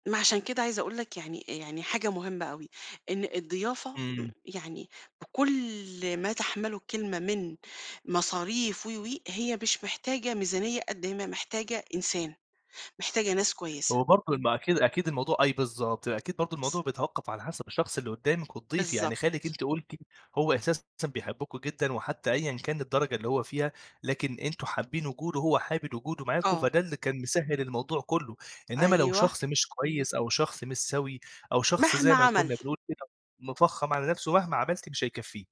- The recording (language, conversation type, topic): Arabic, podcast, إزاي توازن بين الضيافة وميزانية محدودة؟
- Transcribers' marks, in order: "حابب" said as "حابد"